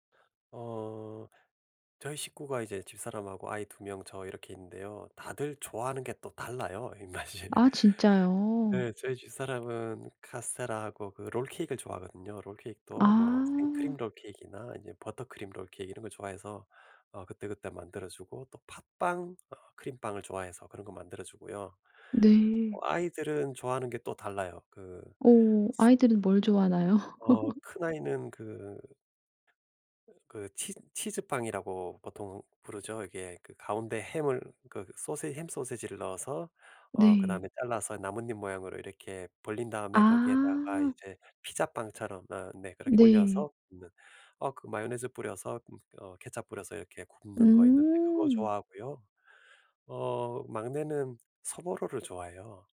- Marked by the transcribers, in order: other background noise; tapping; laughing while speaking: "입맛이"; laugh
- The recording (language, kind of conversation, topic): Korean, podcast, 음식을 통해 어떤 가치를 전달한 경험이 있으신가요?
- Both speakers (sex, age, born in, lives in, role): female, 55-59, South Korea, South Korea, host; male, 50-54, South Korea, United States, guest